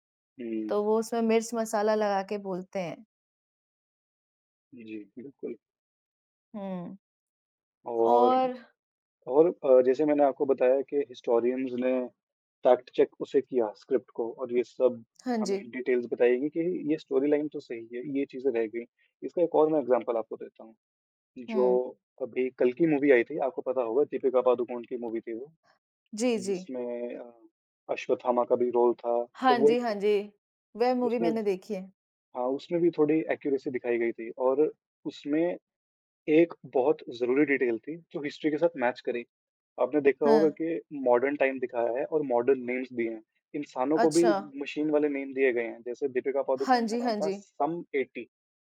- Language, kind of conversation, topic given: Hindi, unstructured, क्या इतिहास में कुछ घटनाएँ जानबूझकर छिपाई जाती हैं?
- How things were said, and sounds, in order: in English: "हिस्टोरियंस"; in English: "फ़ैक्ट-चेक"; in English: "स्क्रिप्ट"; in English: "डिटेल्स"; in English: "स्टोरीलाइन"; in English: "एग्ज़ाम्पल"; in English: "मूवी"; tapping; in English: "मूवी"; in English: "रोल"; in English: "मूवी"; in English: "एक्यूरेसी"; in English: "डिटेल"; in English: "हिस्ट्री"; in English: "मैच"; in English: "मॉडर्न टाइम"; in English: "मॉडर्न नेम्स"; in English: "नेम"